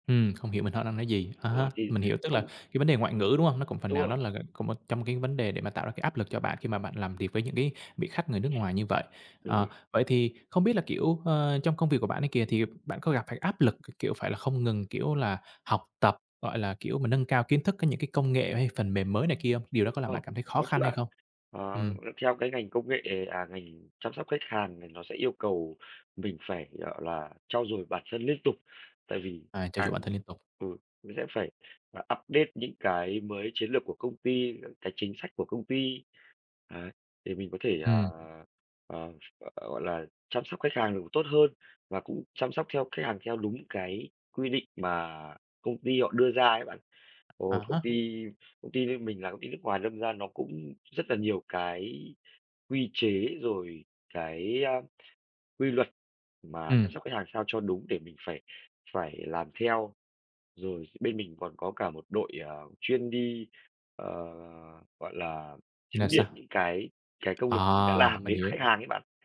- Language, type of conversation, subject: Vietnamese, podcast, Bạn đã từng bị căng thẳng vì công việc chưa, và bạn làm gì để vượt qua?
- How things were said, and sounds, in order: unintelligible speech; other background noise; tapping; in English: "update"